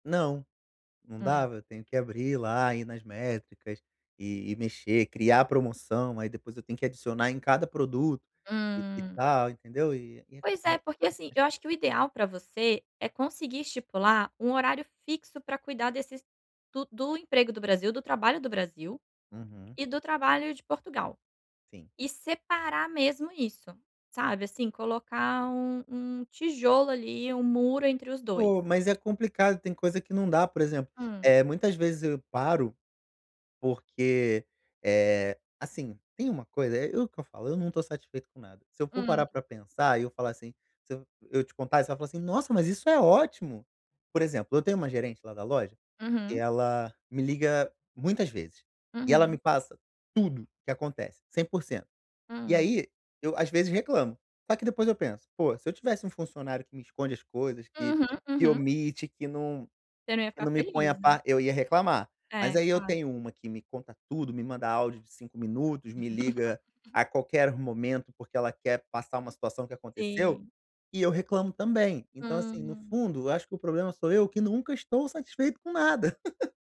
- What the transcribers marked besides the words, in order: other background noise; stressed: "tudo"; chuckle; laugh
- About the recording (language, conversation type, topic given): Portuguese, advice, Como posso organizar blocos de trabalho para evitar interrupções?